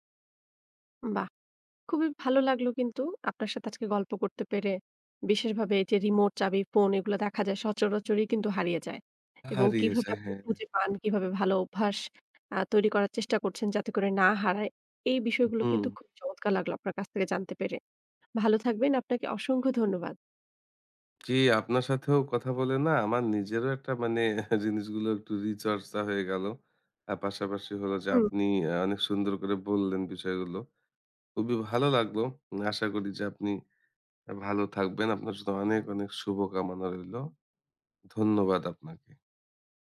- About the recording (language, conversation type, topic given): Bengali, podcast, রিমোট, চাবি আর ফোন বারবার হারানো বন্ধ করতে কী কী কার্যকর কৌশল মেনে চলা উচিত?
- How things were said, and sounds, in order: other background noise; scoff